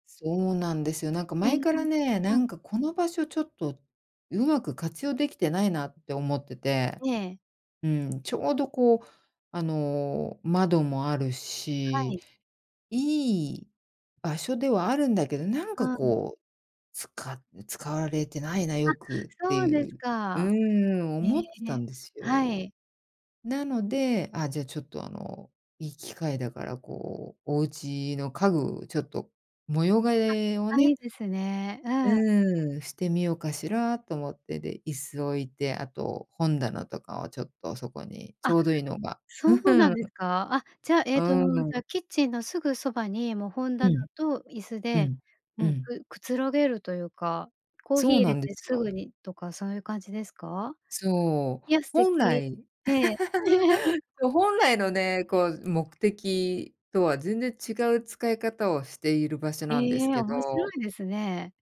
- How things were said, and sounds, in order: laugh; laugh
- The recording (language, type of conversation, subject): Japanese, podcast, 家の中で一番居心地のいい場所はどこですか？